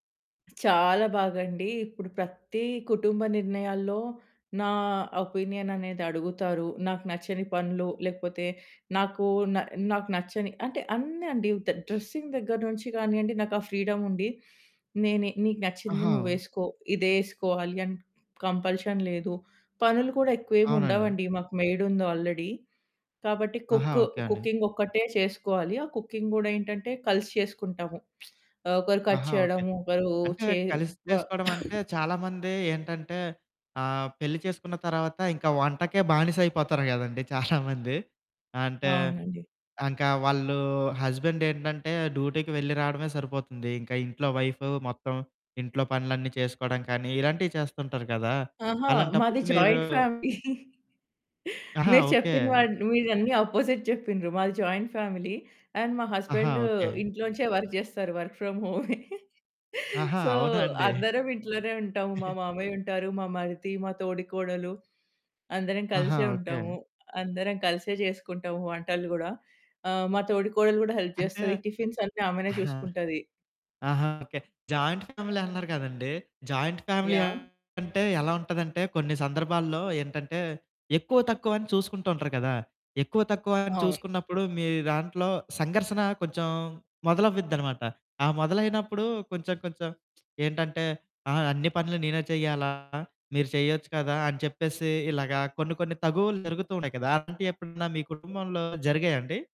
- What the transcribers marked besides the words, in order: in English: "ఒపీనియన్"; in English: "ద డ్రెసింగ్"; in English: "ఫ్రీడమ్"; in English: "కంపల్షన్"; in English: "ఆల్రెడీ"; in English: "కుకింగ్"; in English: "కుకింగ్"; lip smack; in English: "కట్"; other background noise; cough; chuckle; in English: "హస్బెండ్"; in English: "డ్యూటీకి"; in English: "జాయింట్ ఫ్యామిలీ"; giggle; in English: "అపోజిట్"; in English: "జాయింట్ ఫ్యామిలీ. అండ్"; in English: "వర్క్"; in English: "వర్క్ ఫ్రమ్"; giggle; in English: "సో"; chuckle; in English: "హెల్ప్"; in English: "టిఫిన్స్"; distorted speech; in English: "జాయింట్ ఫ్యామిలీ"; in English: "జాయింట్ ఫ్యామిలీ"; lip smack
- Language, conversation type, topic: Telugu, podcast, వివాహ జీవితంలో రెండు సంస్కృతులను మీరు ఎలా సమన్వయం చేసుకుంటారు?